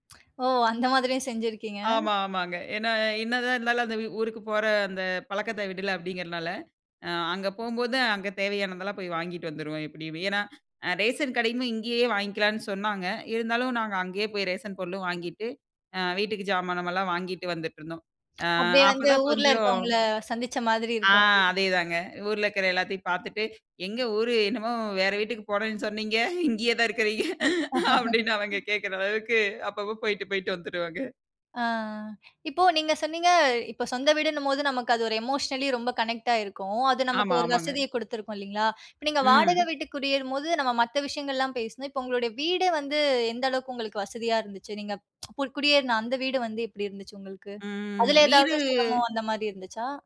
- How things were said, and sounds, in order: lip smack; "ஜாமானெல்லாம்" said as "ஜாமானமெல்லாம்"; lip smack; laughing while speaking: "என்னமோ வேற வீட்டுக்கு போறேன்னு சொன்னீங்க … போயிட்டு போயிட்டு வந்துருவங்க"; laugh; in English: "எமோஷனலி"; in English: "கனெக்டாயிருக்கும்"; tsk; drawn out: "ம். வீடு"
- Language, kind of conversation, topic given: Tamil, podcast, குடியேறும் போது நீங்கள் முதன்மையாக சந்திக்கும் சவால்கள் என்ன?